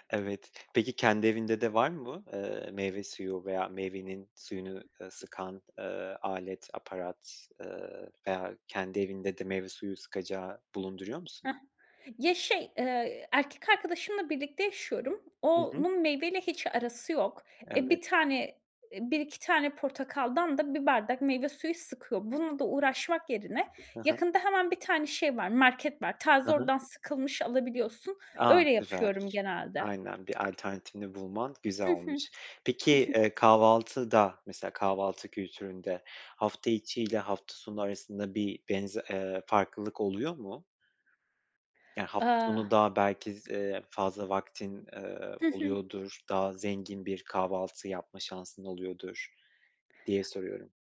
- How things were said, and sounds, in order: other background noise; tapping; chuckle
- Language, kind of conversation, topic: Turkish, podcast, İyi bir kahvaltı senin için ne ifade ediyor?